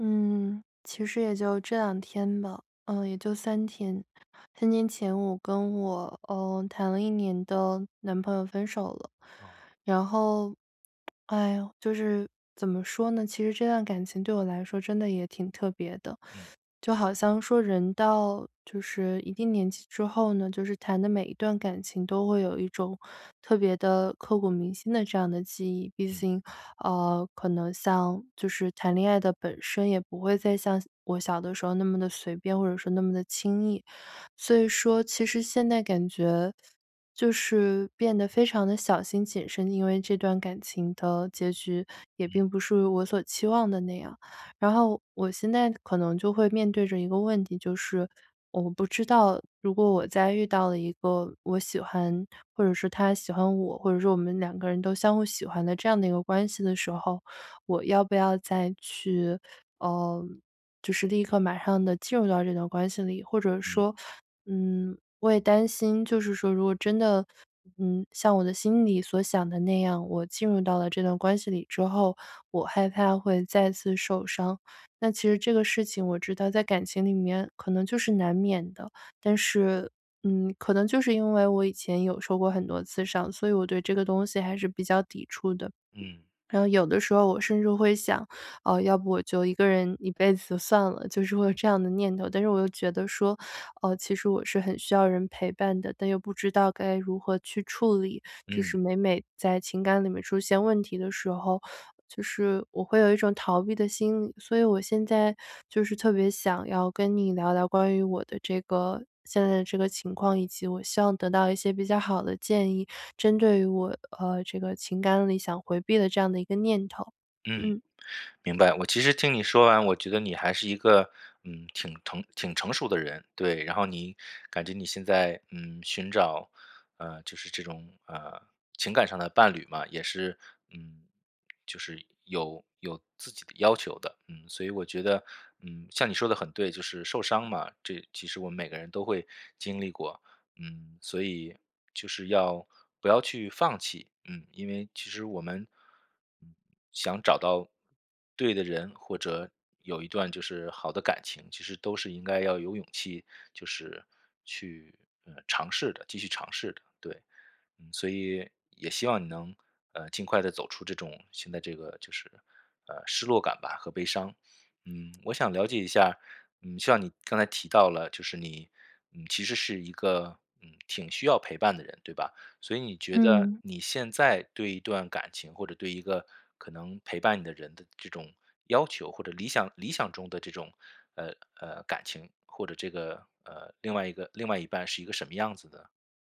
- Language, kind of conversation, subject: Chinese, advice, 我害怕再次受傷，該怎麼勇敢開始新的戀情？
- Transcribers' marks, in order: tapping; teeth sucking